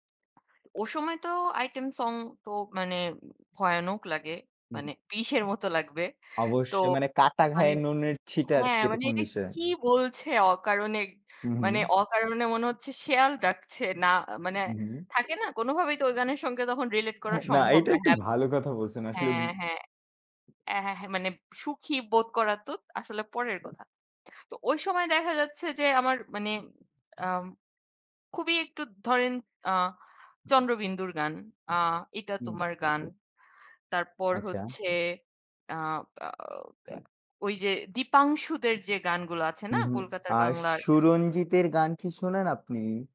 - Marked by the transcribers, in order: other background noise; in English: "relate"
- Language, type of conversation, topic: Bengali, unstructured, কোন গান শুনলে আপনার মন খুশি হয়?